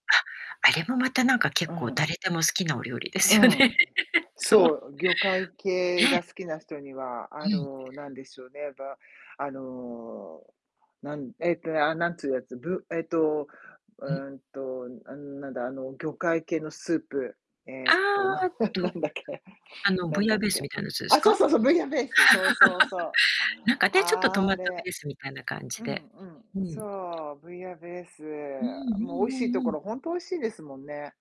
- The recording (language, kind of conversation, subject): Japanese, unstructured, 食事を通じて得た国際的な視点について、どのように感じましたか？
- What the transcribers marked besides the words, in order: laughing while speaking: "お料理ですよね。そう"; laughing while speaking: "なん なん なんだっけ"; laugh; other background noise; distorted speech